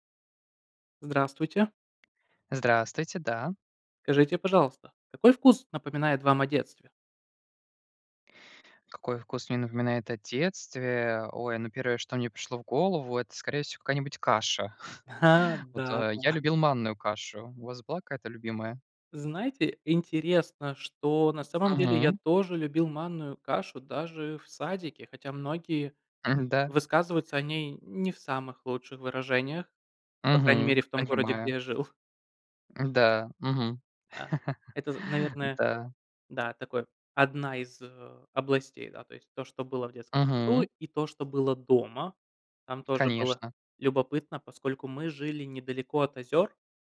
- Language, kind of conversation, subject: Russian, unstructured, Какой вкус напоминает тебе о детстве?
- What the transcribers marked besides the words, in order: tapping; chuckle; laughing while speaking: "да"; laughing while speaking: "жил"; chuckle